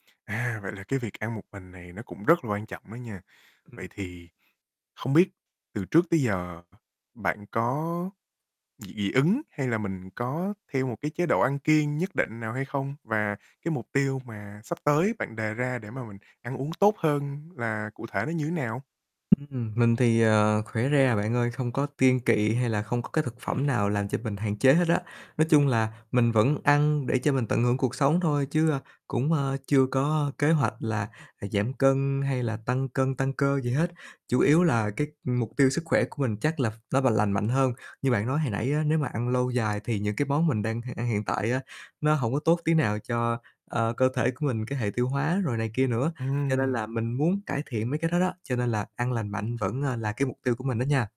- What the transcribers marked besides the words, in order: distorted speech; tapping; other background noise; "kiêng" said as "tiêng"
- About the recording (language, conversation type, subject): Vietnamese, advice, Ngân sách hạn chế khiến bạn gặp khó khăn như thế nào khi lựa chọn thực phẩm lành mạnh?